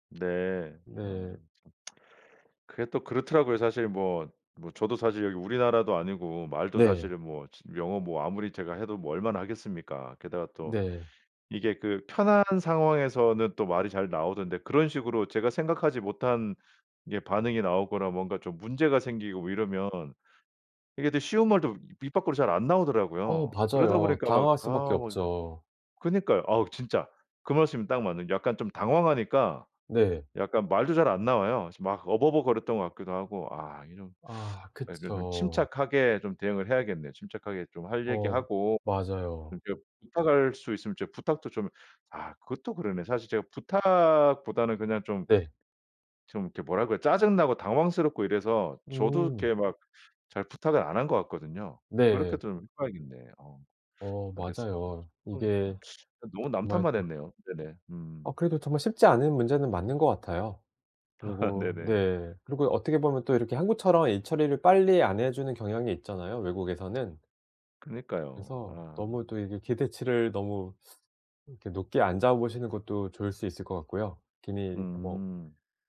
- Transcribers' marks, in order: lip smack; unintelligible speech; unintelligible speech; laugh; other background noise
- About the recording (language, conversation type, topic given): Korean, advice, 현지 규정과 행정 절차를 이해하기 어려운데 도움을 받을 수 있을까요?